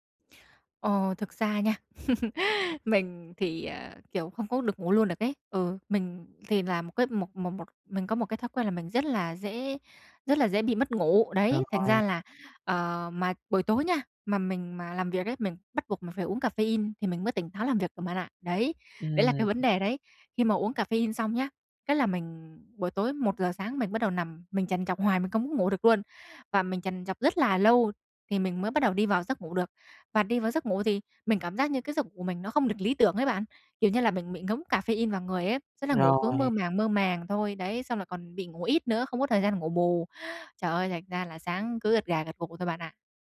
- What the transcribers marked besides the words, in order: chuckle; tapping
- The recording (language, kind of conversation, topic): Vietnamese, advice, Làm sao để giảm căng thẳng sau giờ làm mỗi ngày?